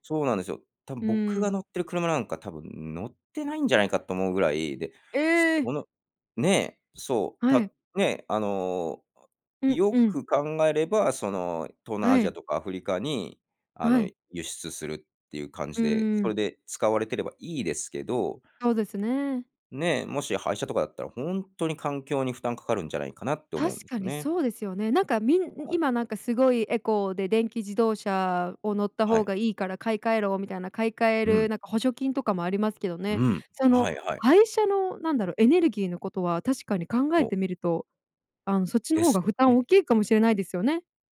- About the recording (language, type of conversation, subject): Japanese, podcast, 日常生活の中で自分にできる自然保護にはどんなことがありますか？
- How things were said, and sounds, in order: none